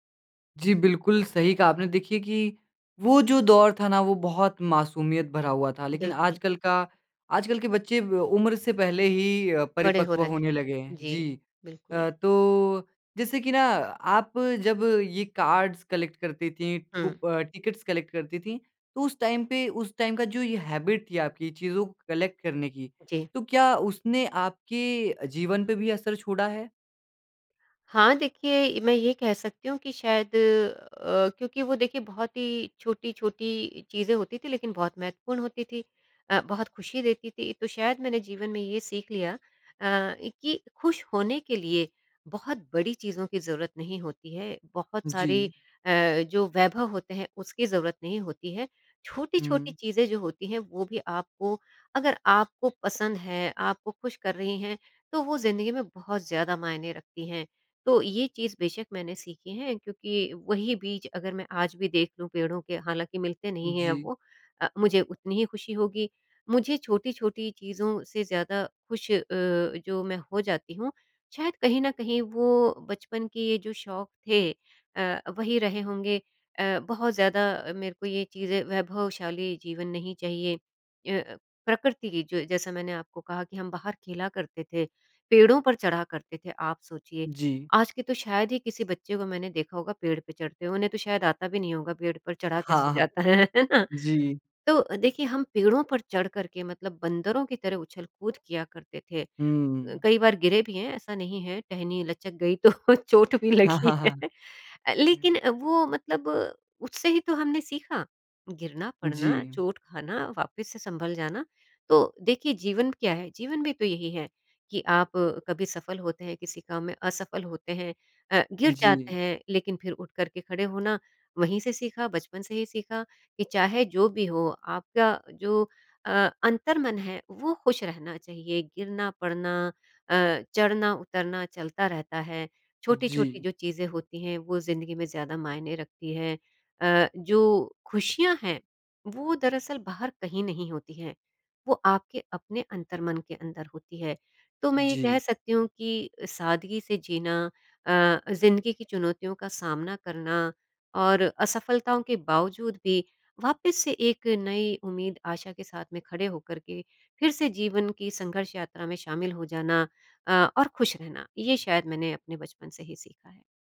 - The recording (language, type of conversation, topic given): Hindi, podcast, बचपन में आपको किस तरह के संग्रह पर सबसे ज़्यादा गर्व होता था?
- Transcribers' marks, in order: in English: "कार्ड्स कलेक्ट"; in English: "टिकट्स कलेक्ट"; in English: "टाइम"; in English: "टाइम"; in English: "हैबिट"; in English: "कलेक्ट"; laughing while speaking: "जाता है"; laugh; laughing while speaking: "हाँ, हाँ, हाँ"; other noise; laughing while speaking: "तो चोट भी लगी है"